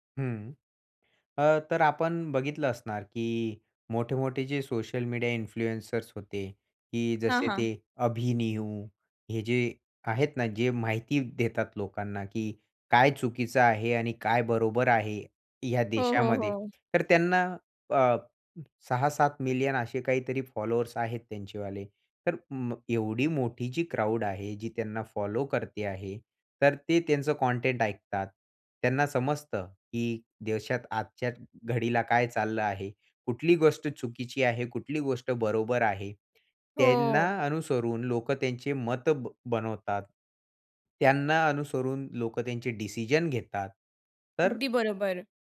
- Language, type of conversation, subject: Marathi, podcast, इन्फ्लुएन्सर्सकडे त्यांच्या कंटेंटबाबत कितपत जबाबदारी असावी असं तुम्हाला वाटतं?
- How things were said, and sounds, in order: in English: "इन्फ्लुएन्सर्स"; other background noise; in English: "क्राउड"